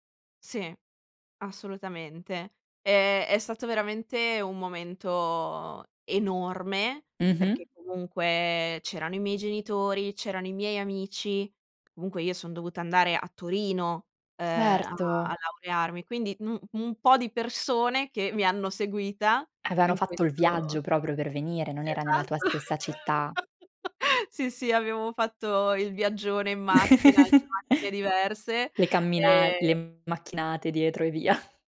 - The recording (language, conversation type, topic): Italian, podcast, Quando ti sei sentito davvero orgoglioso di te?
- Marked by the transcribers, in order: laughing while speaking: "Esatto"; laugh; chuckle; laughing while speaking: "via"